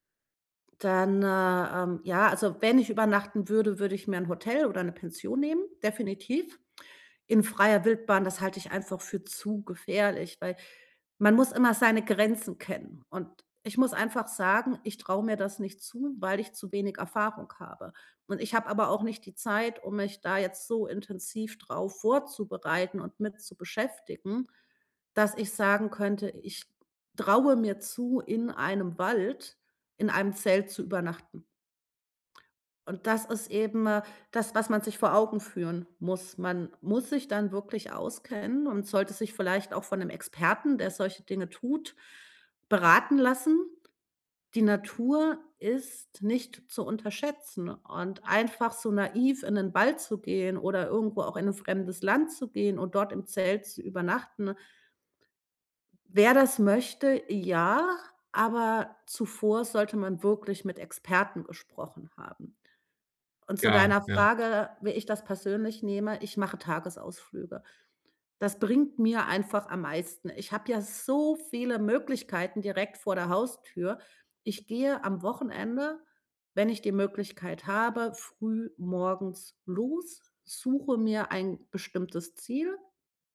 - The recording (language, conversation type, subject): German, podcast, Welche Tipps hast du für sicheres Alleinwandern?
- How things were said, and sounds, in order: stressed: "so"